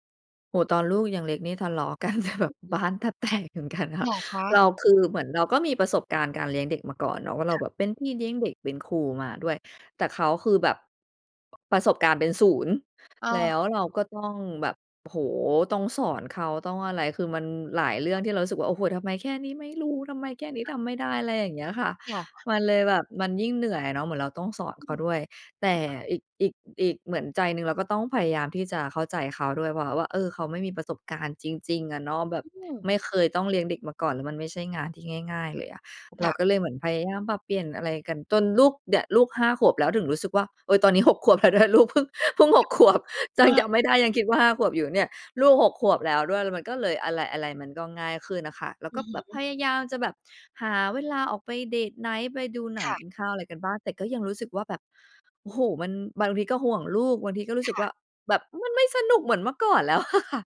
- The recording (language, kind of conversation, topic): Thai, advice, ความสัมพันธ์ของคุณเปลี่ยนไปอย่างไรหลังจากมีลูก?
- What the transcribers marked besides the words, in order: laughing while speaking: "กันที่แบบบ้านแทบแตกเหมือนกันค่ะ"; tapping; other background noise; bird; unintelligible speech; laughing while speaking: "แล้วด้วย ลูกเพิ่ง เพิ่งหกขวบ ยังจํา"; put-on voice: "มันไม่สนุก"; laughing while speaking: "อะค่ะ"